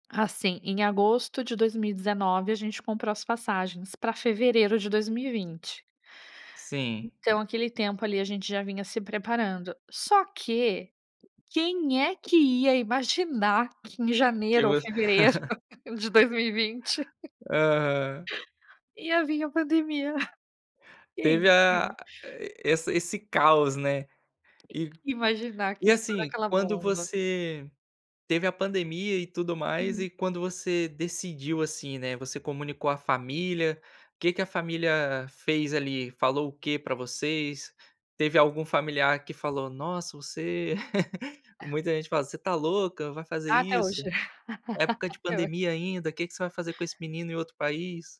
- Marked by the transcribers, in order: tapping; laugh; chuckle; other background noise; laugh; other noise; laugh
- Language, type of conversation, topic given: Portuguese, podcast, Como os amigos e a comunidade ajudam no seu processo de cura?